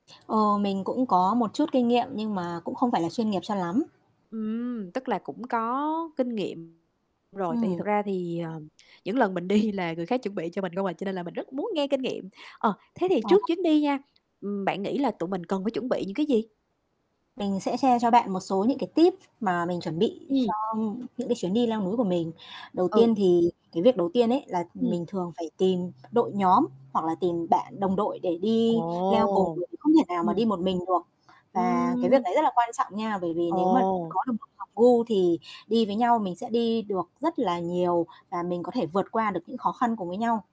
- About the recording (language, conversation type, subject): Vietnamese, unstructured, Kỷ niệm nào trong chuyến leo núi của bạn là đáng nhớ nhất?
- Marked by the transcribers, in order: static; tapping; distorted speech; laughing while speaking: "đi"; in English: "share"; other background noise; unintelligible speech